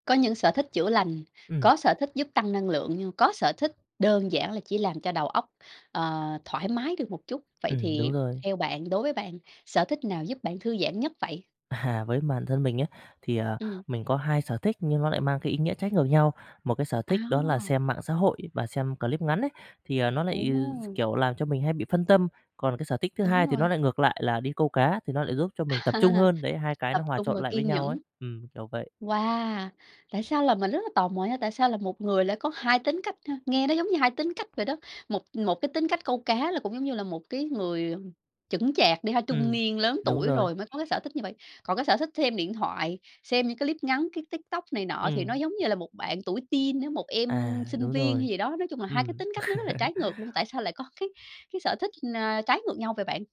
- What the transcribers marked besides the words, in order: background speech; chuckle; other background noise; "clip" said as "líp"; chuckle
- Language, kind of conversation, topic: Vietnamese, podcast, Sở thích nào giúp bạn thư giãn nhất?